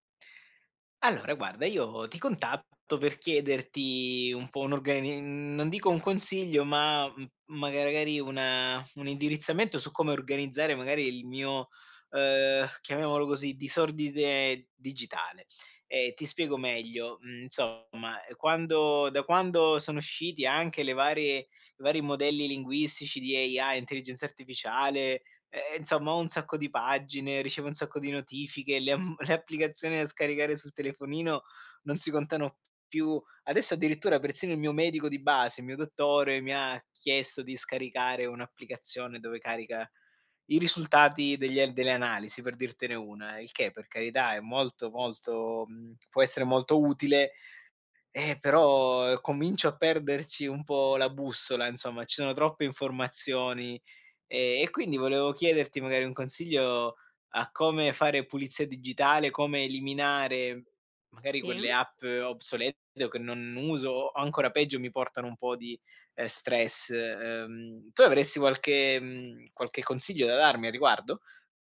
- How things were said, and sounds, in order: "insomma" said as "nsoma"; in English: "AI"; chuckle; other background noise; dog barking
- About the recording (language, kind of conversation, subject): Italian, advice, Come posso liberarmi dall’accumulo di abbonamenti e file inutili e mettere ordine nel disordine digitale?